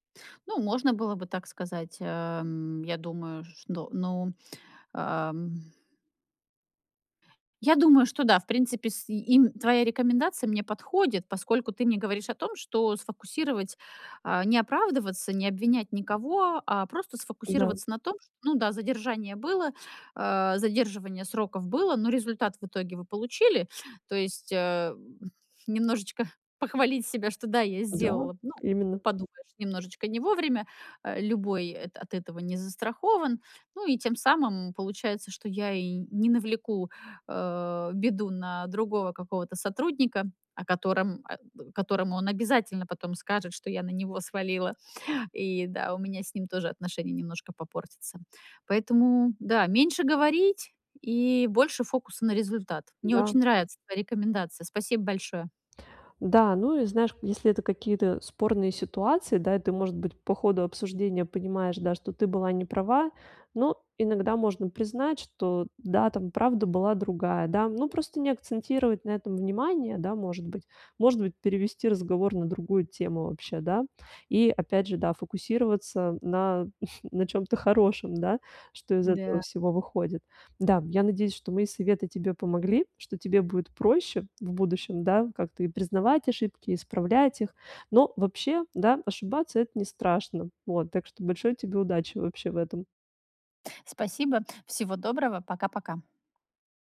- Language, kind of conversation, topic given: Russian, advice, Как научиться признавать свои ошибки и правильно их исправлять?
- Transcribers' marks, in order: other background noise; tapping; chuckle